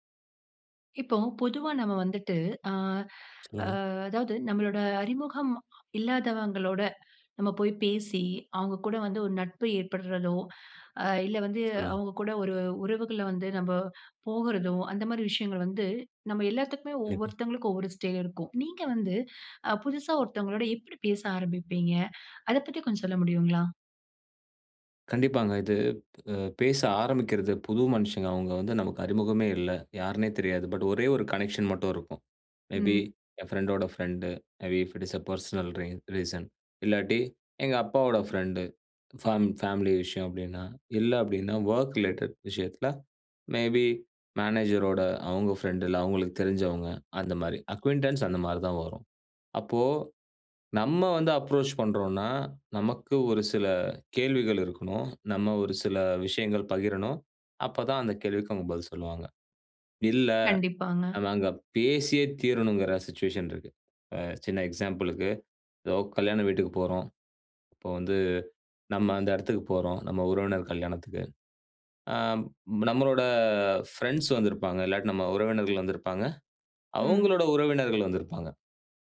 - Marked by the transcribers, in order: in English: "கனெக்ஷன்"; in English: "மே பீ"; in English: "மே பீ இஃப் இட் இஸ் அ பெர்சனல் ரீன் ரீசன்"; in English: "வொர்க் ரிலேட்டட்"; in English: "மே பீ"; in English: "அக்கியூன்டன்ஸ்"; in English: "அப்ரோச்"; in English: "சிச்சுவேஷன்"; in English: "எக்ஸாம்பிள்க்கு"; "ஏதோ" said as "தோ"
- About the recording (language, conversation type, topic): Tamil, podcast, புதியவர்களுடன் முதலில் நீங்கள் எப்படி உரையாடலை ஆரம்பிப்பீர்கள்?